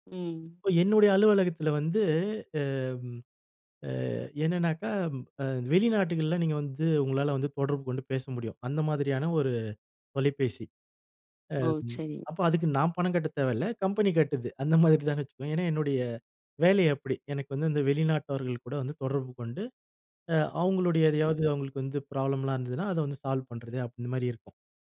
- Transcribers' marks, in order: laughing while speaking: "அந்த மாதிரி தாங்க"; in English: "சால்வ்"
- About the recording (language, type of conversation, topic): Tamil, podcast, நல்ல நண்பராக இருப்பதற்கு எது மிக முக்கியம்?